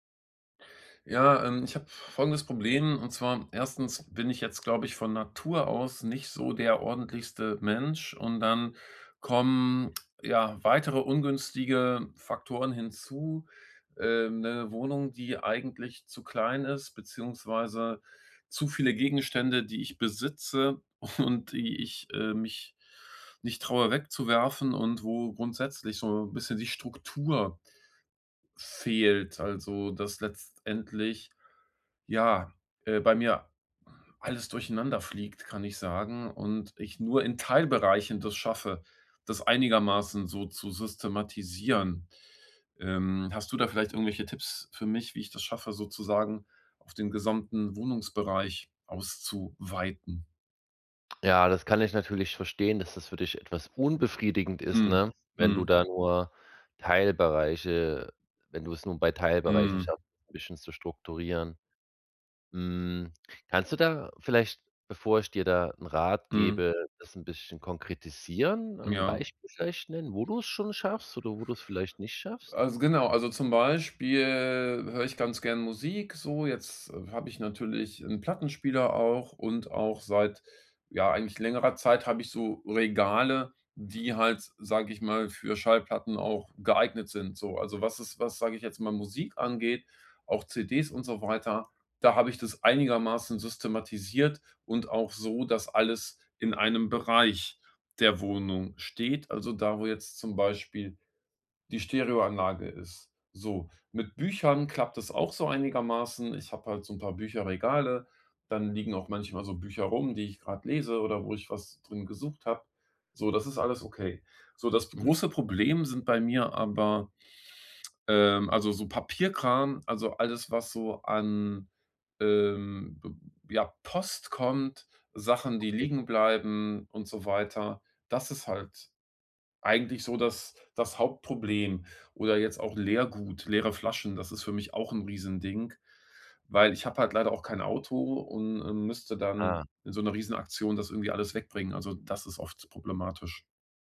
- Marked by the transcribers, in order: laughing while speaking: "und"; stressed: "Struktur"
- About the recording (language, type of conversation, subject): German, advice, Wie kann ich meine Habseligkeiten besser ordnen und loslassen, um mehr Platz und Klarheit zu schaffen?